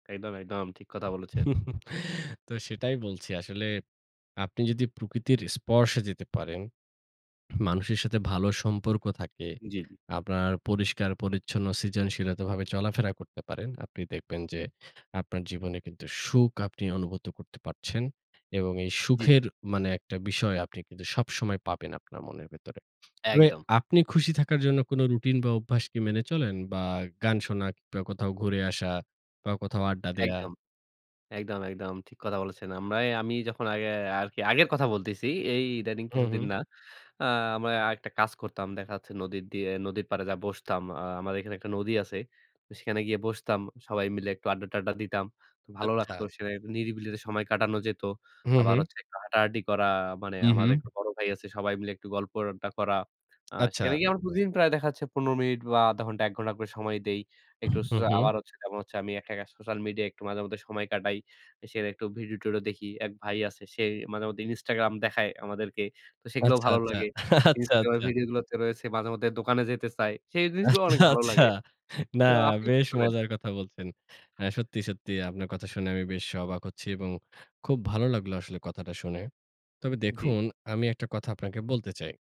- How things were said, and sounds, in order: chuckle; wind; chuckle; laughing while speaking: "আচ্ছা, আচ্ছা"; laughing while speaking: "আচ্ছা, আচ্ছা। না, বেশ মজার কথা বলছেন"
- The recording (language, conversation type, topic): Bengali, unstructured, আপনি কখন সবচেয়ে বেশি খুশি থাকেন?